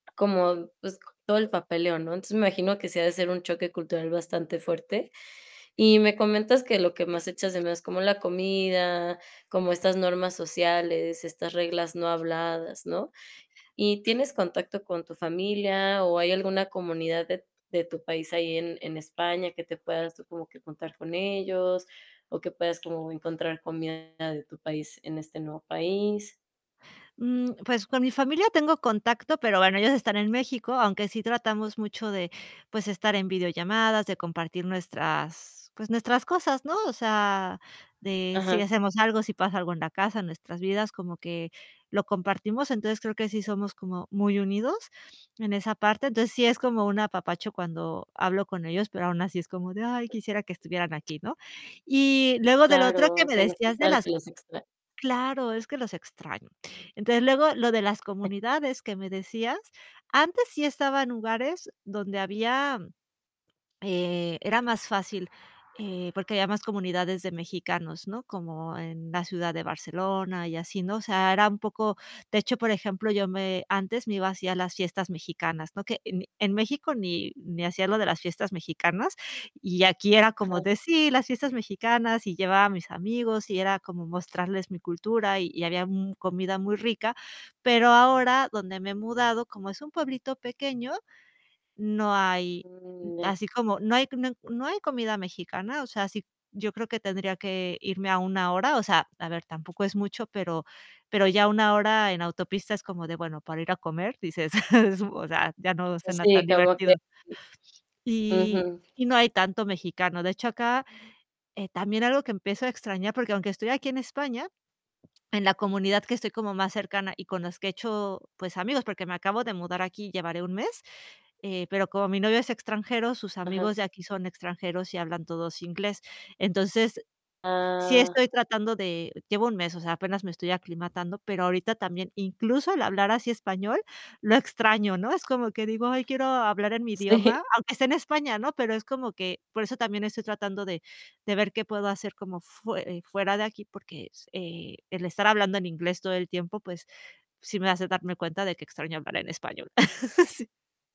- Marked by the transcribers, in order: tapping; other background noise; distorted speech; other noise; chuckle; laughing while speaking: "Sí"; chuckle
- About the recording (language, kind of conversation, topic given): Spanish, advice, ¿Cómo describirías la nostalgia que sientes por la cultura y las costumbres de tu país de origen?